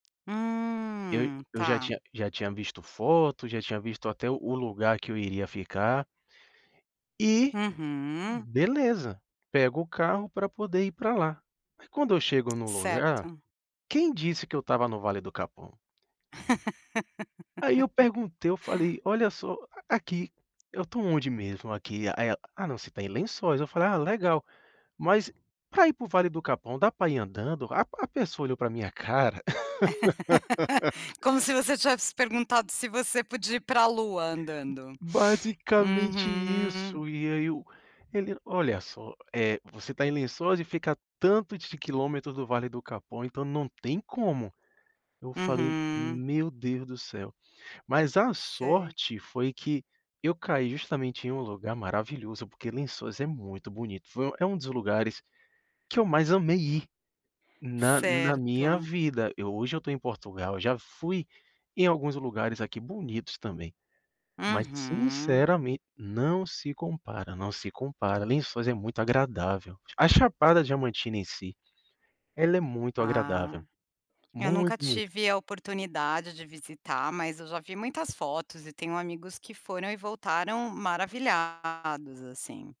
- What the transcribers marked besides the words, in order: tapping; laugh; laugh; other background noise
- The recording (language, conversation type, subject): Portuguese, podcast, Seu celular já te ajudou ou te deixou na mão quando você se perdeu?